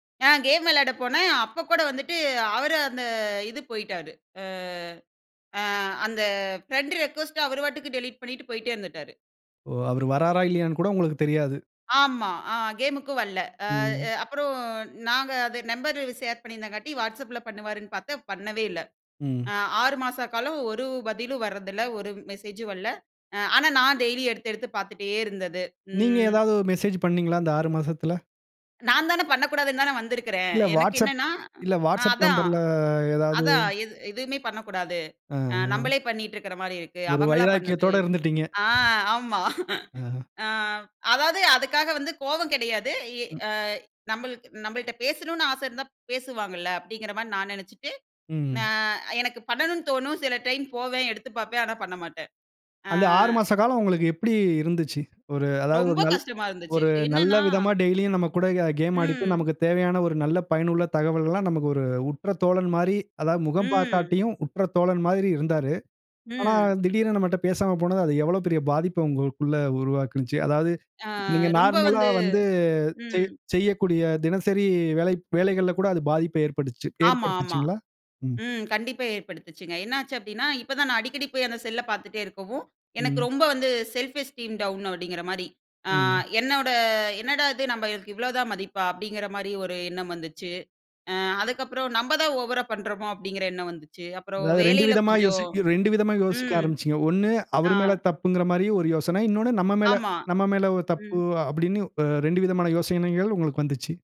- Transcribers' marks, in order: angry: "ஆ. கேம் விளையாட போனேன். அப்போ … பண்ணிட்டு போய்ட்டே இருந்துட்டாரு"; drawn out: "ஆ"; in English: "ஃபிரெண்ட் ரிக்வெஸ்ட்‌ட"; in English: "டெலீட்"; surprised: "ஓ! அவர் வராரா? இல்லையான்னு கூட உங்களுக்கு தெரியாது?"; anticipating: "அப்புறம் நாங்க அது நம்பர் ஷேர் பண்ணியிருந்தங்காட்டி, WhatsAppல பண்ணுவாருன்னு பாத்தேன்"; in English: "மெசேஜும்"; "வரல" said as "வல்ல"; anticipating: "ஆனா, நான் டெய்லி எடுத்து எடுத்து பாத்துட்டே இருந்தது"; in English: "டெய்லி"; in English: "மெசேஜ்"; disgusted: "நான் தானே பண்ணக்கூடாதுன்னு தானே வந்திருக்கிறேன் … பண்ணிட்டுருக்குற மாரி இருக்கு"; laughing while speaking: "ஆ ஆமா"; other noise; sad: "ரொம்ப கஷ்டமா இருந்துச்சு"; trusting: "ஒரு அதாவது ஒரு நல் ஒரு … தோழன் மாரி இருந்தாரு"; in English: "டெய்லியும்"; drawn out: "ம்"; surprised: "ஆனா, திடீருனு நம்மட்ட பேசாம போனது … பாதிப்ப ஏற்படுச்சு ஏற்படுத்துச்சுங்களா?"; in English: "நார்மலா"; anticipating: "இப்ப தான் நான் அடிக்கடி போயி அந்த செல்ல பாத்துட்டே இருக்கவும்"; in English: "செல்ஃப் எஸ்டீம் டவுன்"; afraid: "என்னடா இது நம்மளுக்கு இவ்ளோதான் மதிப்பா? அப்டீங்குற மாரி ஒரு எண்ணம் வந்துச்சு"
- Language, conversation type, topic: Tamil, podcast, ஒரு உறவு முடிந்ததற்கான வருத்தத்தை எப்படிச் சமாளிக்கிறீர்கள்?